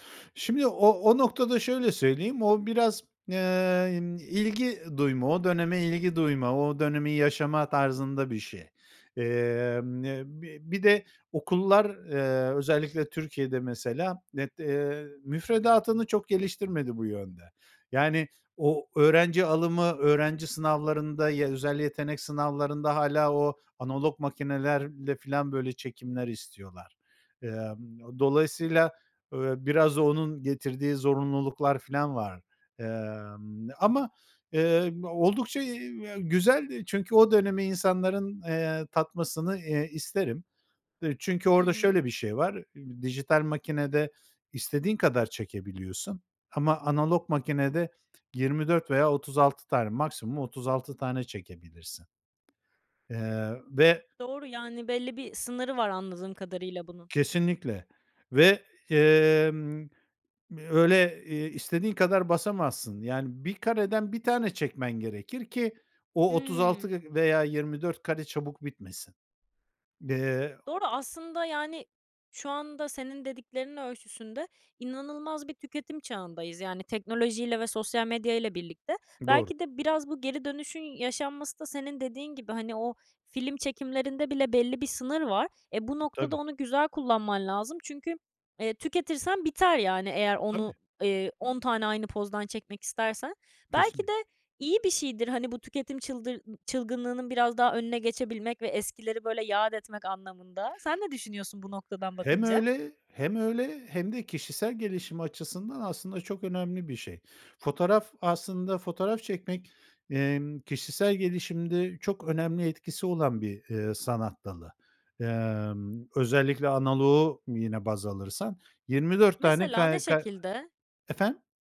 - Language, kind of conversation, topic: Turkish, podcast, Bir hobinin hayatını nasıl değiştirdiğini anlatır mısın?
- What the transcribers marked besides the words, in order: tapping; other noise; other background noise